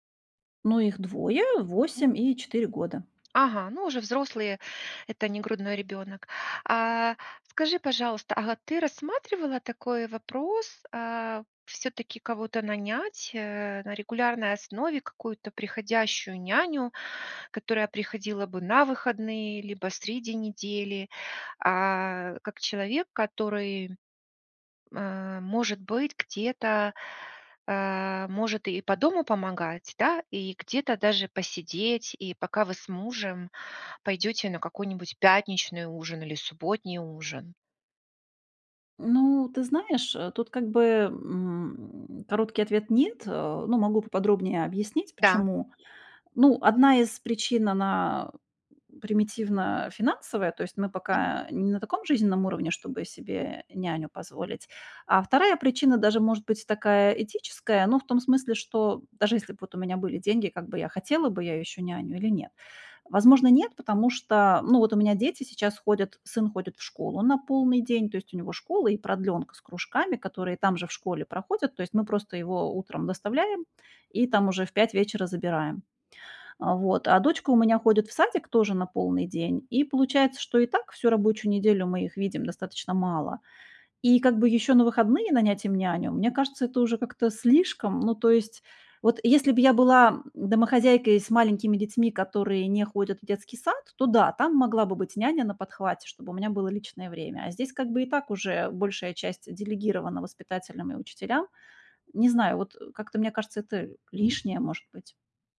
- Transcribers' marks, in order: tapping
- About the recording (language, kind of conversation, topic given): Russian, advice, Как перестать застревать в старых семейных ролях, которые мешают отношениям?